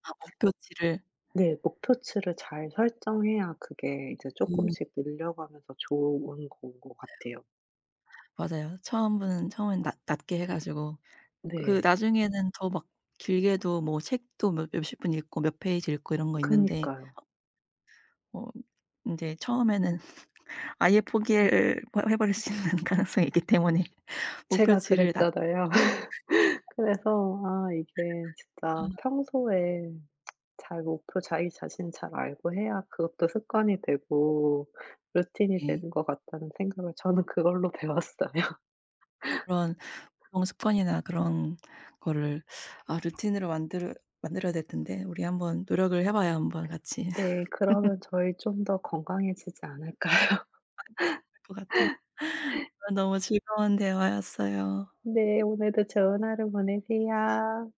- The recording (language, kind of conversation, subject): Korean, unstructured, 요즘은 아침을 어떻게 시작하는 게 좋을까요?
- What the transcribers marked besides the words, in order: tapping; chuckle; laughing while speaking: "해버릴 수 있는 가능성이 있기 때문에"; other background noise; chuckle; laughing while speaking: "배웠어요"; laughing while speaking: "같이"; chuckle; laughing while speaking: "않을까요?"; laugh